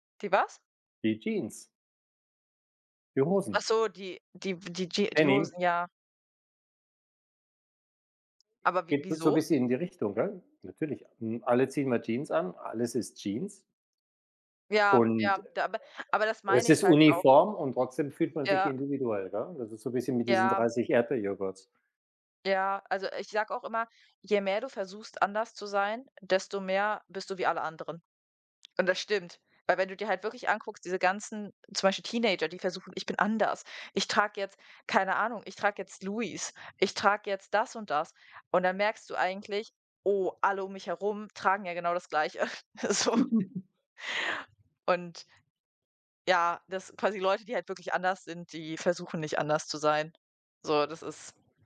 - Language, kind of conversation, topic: German, unstructured, Welche Filme haben dich emotional bewegt?
- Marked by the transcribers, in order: other background noise; put-on voice: "Ich bin anders"; chuckle; laughing while speaking: "so"